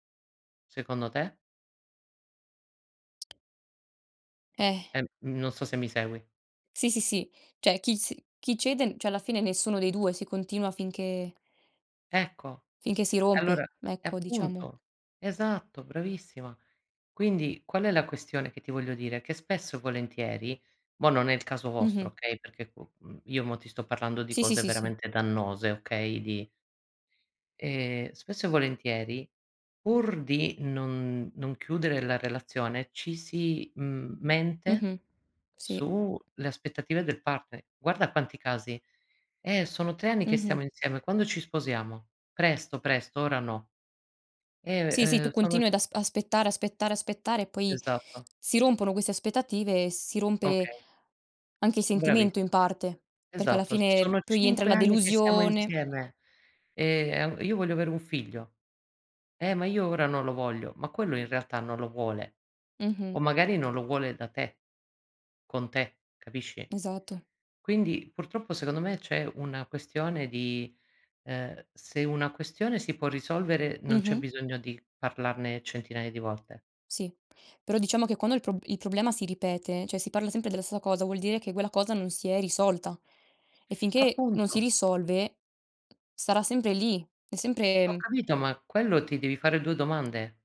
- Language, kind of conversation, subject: Italian, unstructured, Come si possono negoziare le aspettative all’interno di una coppia?
- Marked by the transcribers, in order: other background noise; tapping; "Cioè" said as "ceh"; "cioè" said as "ceh"; background speech; "cioè" said as "ceh"; "stessa" said as "ssa"